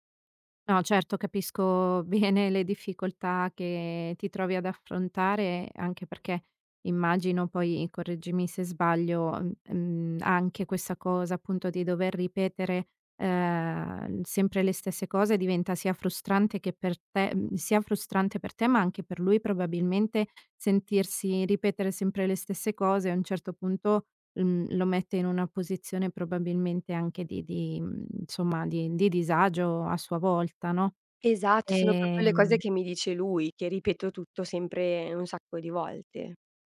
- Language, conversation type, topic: Italian, advice, Perché io e il mio partner finiamo per litigare sempre per gli stessi motivi e come possiamo interrompere questo schema?
- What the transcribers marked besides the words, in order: "proprio" said as "propo"